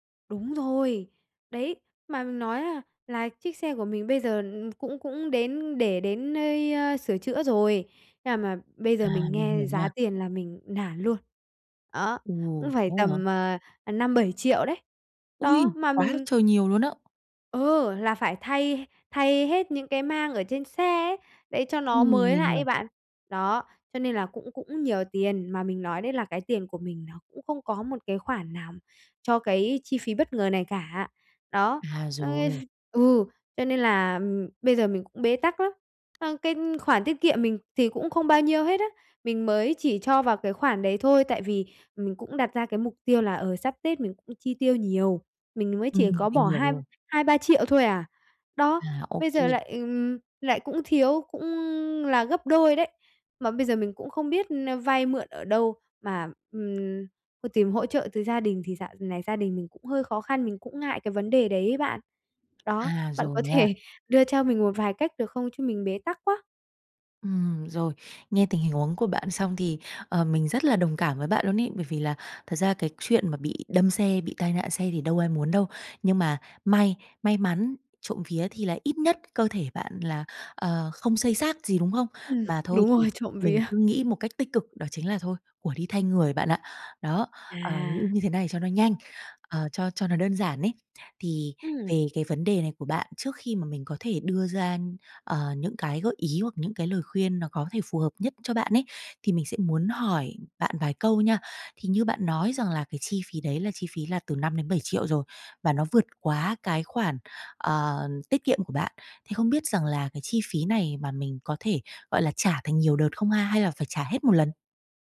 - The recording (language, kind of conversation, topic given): Vietnamese, advice, Bạn đã gặp khoản chi khẩn cấp phát sinh nào khiến ngân sách của bạn bị vượt quá dự kiến không?
- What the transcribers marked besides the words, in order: tapping; laughing while speaking: "ơ"; laughing while speaking: "thể"; laugh